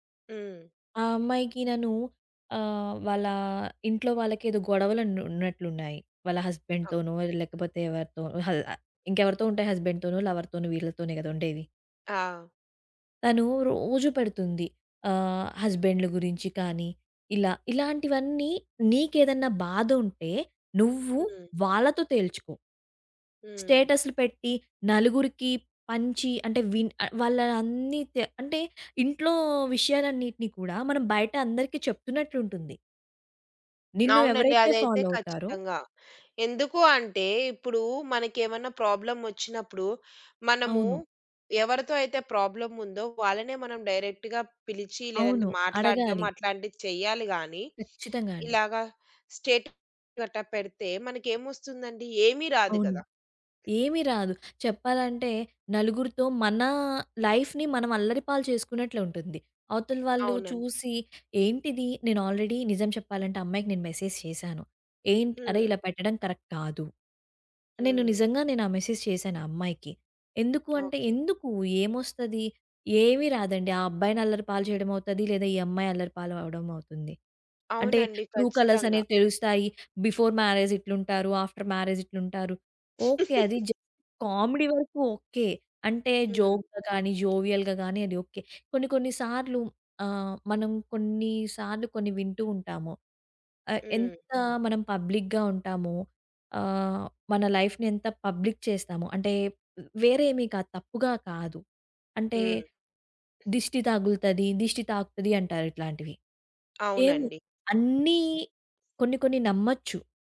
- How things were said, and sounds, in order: other background noise; in English: "హస్బెండ్‌తోనో"; in English: "హస్బెండ్‌తోనో, లవర్‌తోనో"; in English: "ఫాలో"; in English: "ప్రాబ్లమ్"; in English: "ప్రాబ్లమ్"; in English: "డైరెక్ట్‌గా"; in English: "స్టేటస్"; in English: "లైఫ్‌ని"; in English: "ఆల్రెడీ"; in English: "మెసేజ్"; in English: "కరెక్ట్"; in English: "మెసేజ్"; in English: "ట్రూ కలర్స్"; in English: "బిఫోర్ మ్యారేజ్"; giggle; in English: "ఆఫ్టర్ మ్యారేజ్"; in English: "జోక్‌గా"; in English: "జోవియల్‌గా"; in English: "పబ్లిక్‌గా"; in English: "లైఫ్‌ని"; in English: "పబ్లిక్"
- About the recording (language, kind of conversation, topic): Telugu, podcast, ఆన్‌లైన్‌లో పంచుకోవడం మీకు ఎలా అనిపిస్తుంది?